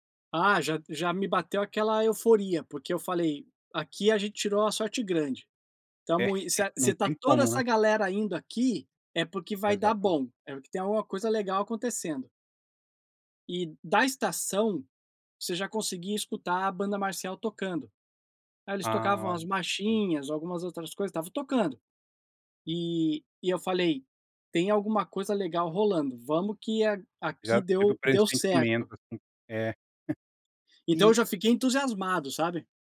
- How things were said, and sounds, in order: chuckle
- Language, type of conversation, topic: Portuguese, podcast, Você já descobriu algo inesperado enquanto procurava o caminho?